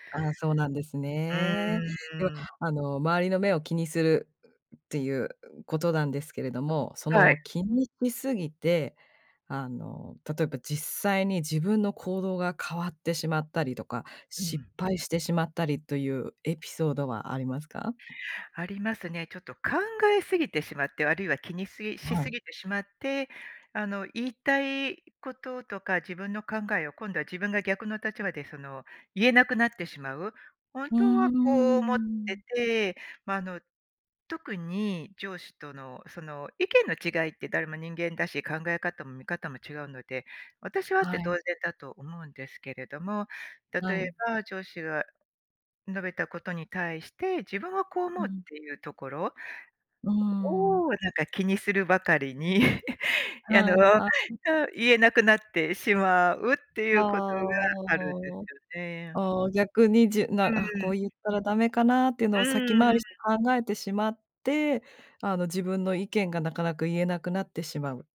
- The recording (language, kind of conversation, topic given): Japanese, podcast, 周りの目を気にしてしまうのはどんなときですか？
- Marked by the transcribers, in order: other noise; unintelligible speech; laugh